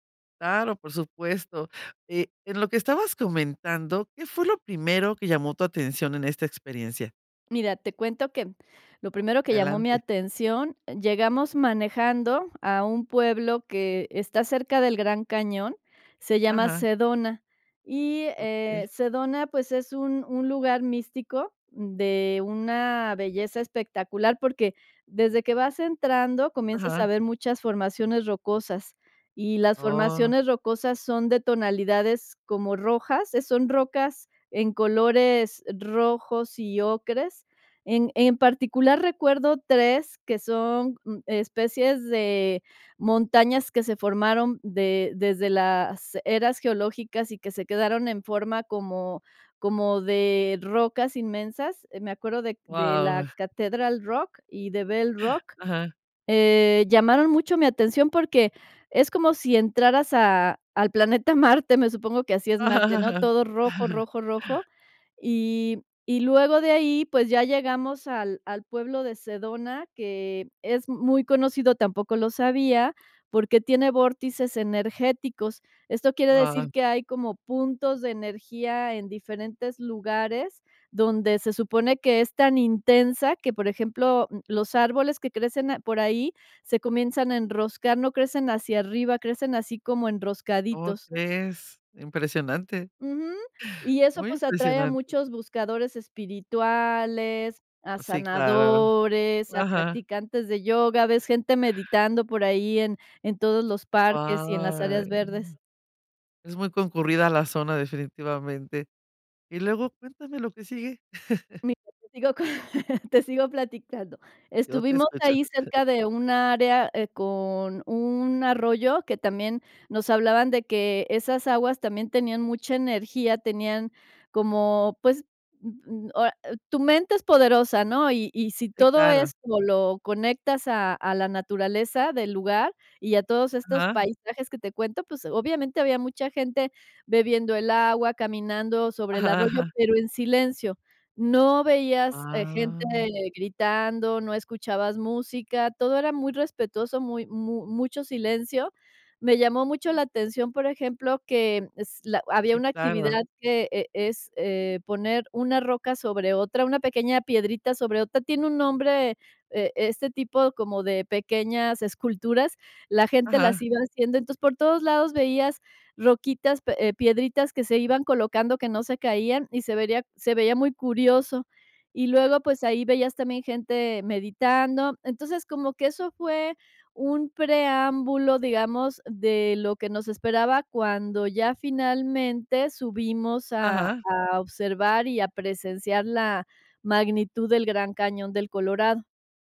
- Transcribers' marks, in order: other background noise; "que" said as "quem"; tapping; chuckle; laughing while speaking: "muy impresionante"; chuckle; chuckle
- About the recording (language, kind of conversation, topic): Spanish, podcast, ¿Me hablas de un lugar que te hizo sentir pequeño ante la naturaleza?